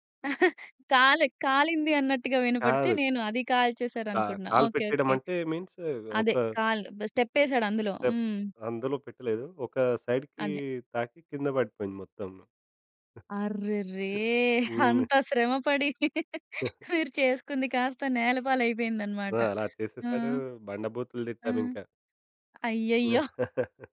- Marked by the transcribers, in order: chuckle; other background noise; in English: "మీన్స్"; in English: "స్టెప్"; in English: "స్టెప్"; in English: "సైడ్‌కి"; laughing while speaking: "అంత శ్రమ పడి మీరు చేసుకుంది కాస్త నేలపాలయిపోయిందన్నమాట"; chuckle; chuckle
- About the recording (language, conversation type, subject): Telugu, podcast, మీ బాల్యంలో జరిగిన ఏ చిన్న అనుభవం ఇప్పుడు మీకు ఎందుకు ప్రత్యేకంగా అనిపిస్తుందో చెప్పగలరా?